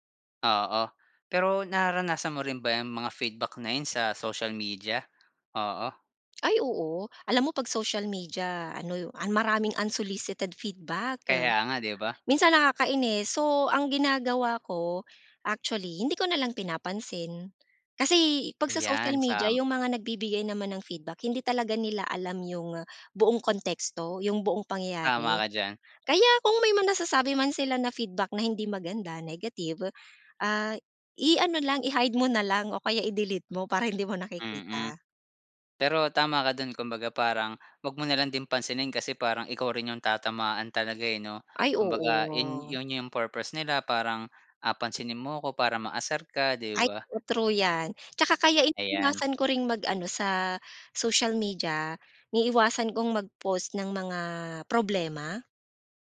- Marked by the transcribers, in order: in English: "unsolicited feedback"; other background noise
- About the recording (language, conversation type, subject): Filipino, podcast, Paano ka nagbibigay ng puna nang hindi nasasaktan ang loob ng kausap?